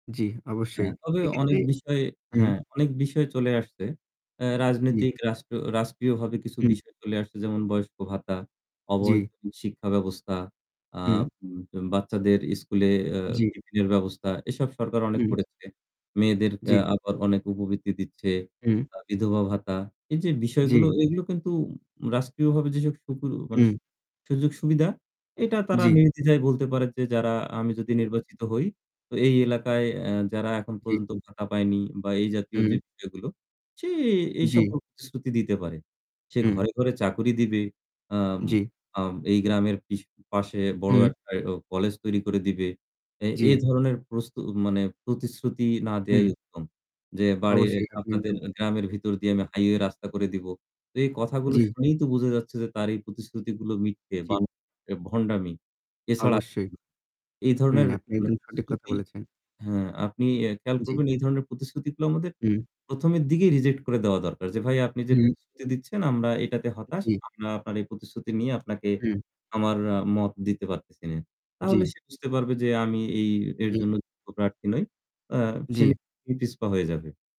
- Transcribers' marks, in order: static; "রাজনৈতিক" said as "রাজনীতিক"; distorted speech; "স্কুলে" said as "ইস্কুলে"; unintelligible speech; drawn out: "সে"; "এরম" said as "এরো"
- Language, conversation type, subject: Bengali, unstructured, আপনি কি মনে করেন রাজনৈতিক প্রতিশ্রুতিগুলো সত্যিই পালন করা হয়?